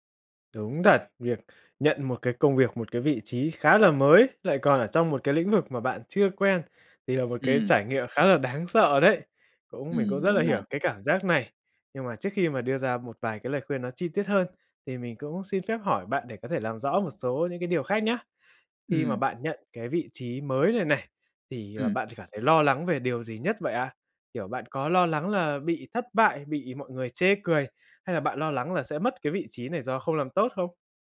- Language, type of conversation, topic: Vietnamese, advice, Làm sao để vượt qua nỗi e ngại thử điều mới vì sợ mình không giỏi?
- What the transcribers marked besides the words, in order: tapping